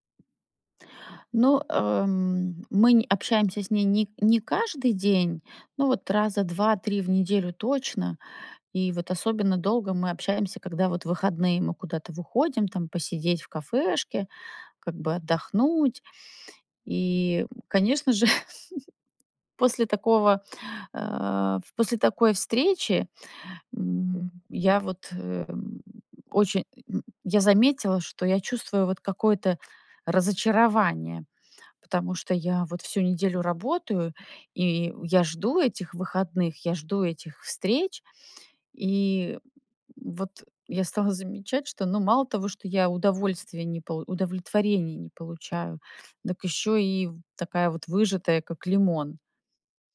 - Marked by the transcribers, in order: tapping; chuckle
- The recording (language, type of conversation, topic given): Russian, advice, Как мне правильно дистанцироваться от токсичного друга?